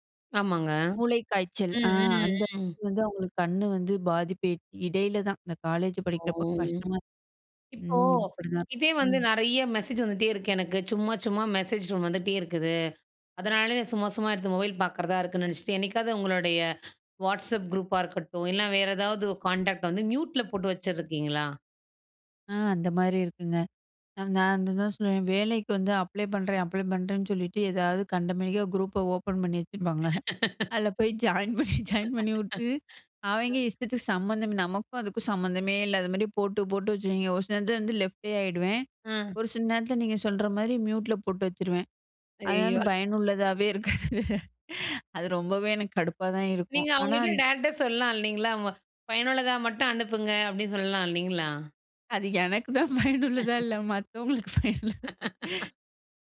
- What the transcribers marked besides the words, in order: unintelligible speech; other background noise; in English: "மெசேஜ்"; lip smack; in English: "மெசேஜ் டோன்"; in English: "மொபைல்"; in English: "வாட்ஸ்அப் குரூப்பா"; in English: "கான்டாக்ட்"; in English: "மியூட்ல"; in English: "அப்ளை"; in English: "அப்ளை"; in English: "குரூப்ப ஓப்பன்"; laugh; laughing while speaking: "ஜாயின் பண்ணி"; in English: "ஜாயின்"; laugh; in English: "ஜாயின்"; in English: "லெஃப்டே"; in English: "மியூட்ல"; laugh; laughing while speaking: "இருக்காது"; laughing while speaking: "பயனுள்ளதா இல்ல மத்தவங்களுக்கு பயனுள்ள"; laugh
- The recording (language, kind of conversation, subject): Tamil, podcast, உங்கள் தினசரி திரை நேரத்தை நீங்கள் எப்படி நிர்வகிக்கிறீர்கள்?